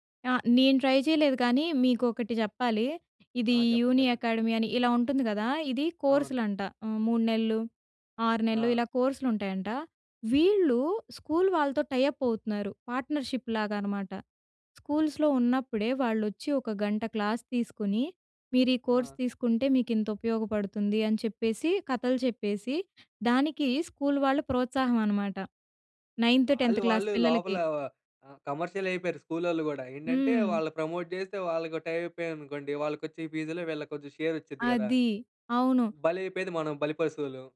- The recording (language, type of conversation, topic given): Telugu, podcast, పాఠం ముగిసిన తర్వాత పిల్లలకు అదనపు పాఠాలు ఎక్కువగా ఎందుకు చేయిస్తారు?
- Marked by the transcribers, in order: in English: "ట్రై"; in English: "యూని అకాడమీ"; in English: "స్కూల్"; in English: "టై అప్"; in English: "పార్ట్నర్‌షిప్"; in English: "స్కూల్స్‌లో"; in English: "కోర్స్"; in English: "స్కూల్"; in English: "నైన్త్, టెన్త్ క్లాస్"; in English: "కమర్షియల్"; in English: "ప్రమోట్"; in English: "టై"; in English: "షేర్"